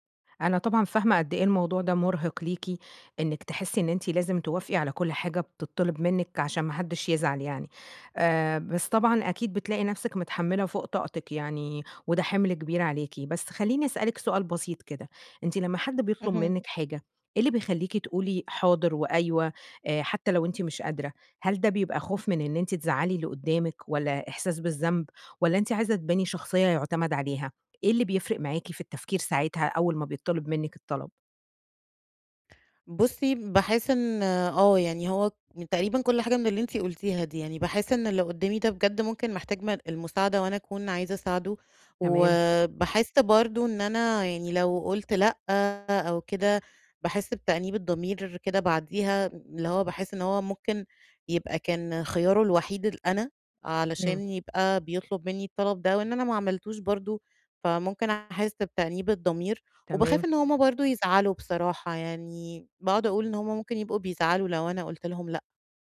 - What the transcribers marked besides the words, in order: other background noise
- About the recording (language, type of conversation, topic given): Arabic, advice, إزاي أتعامل مع زيادة الالتزامات عشان مش بعرف أقول لأ؟